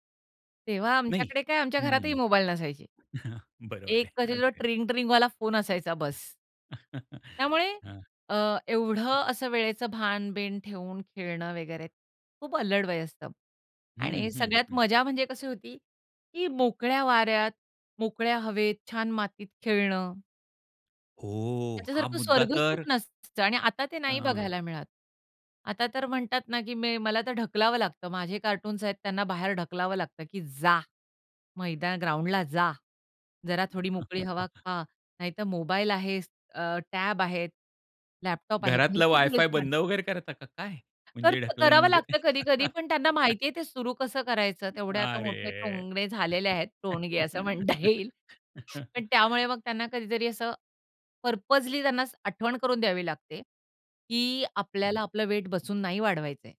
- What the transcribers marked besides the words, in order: chuckle; tapping; chuckle; drawn out: "हो"; in English: "ग्राउंडला"; chuckle; unintelligible speech; laugh; laughing while speaking: "अरे!"; laughing while speaking: "म्हणता येईल"; chuckle; sniff; in English: "पर्पजली"; in English: "वेट"
- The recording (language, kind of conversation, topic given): Marathi, podcast, लहानपणी तू कोणत्या खेळात सर्वात जास्त गुंतायचास?